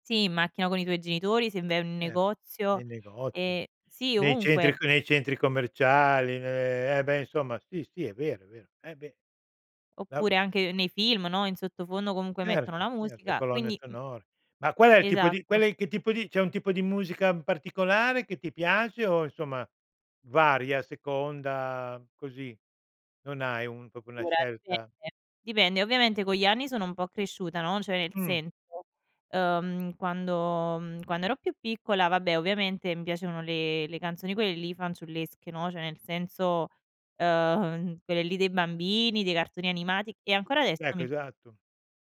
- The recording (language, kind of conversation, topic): Italian, podcast, Che ruolo ha la musica nei momenti importanti della tua vita?
- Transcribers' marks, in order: unintelligible speech